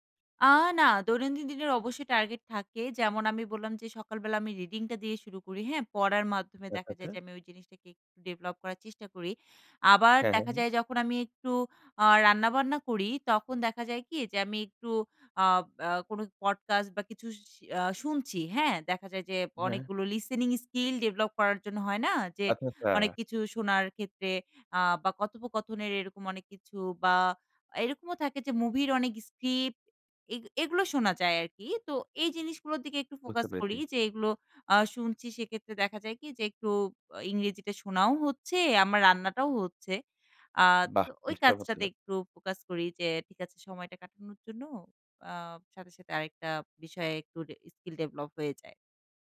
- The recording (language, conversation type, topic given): Bengali, podcast, প্রতিদিন সামান্য করে উন্নতি করার জন্য আপনার কৌশল কী?
- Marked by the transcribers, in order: in English: "লিসিনিং স্কিল"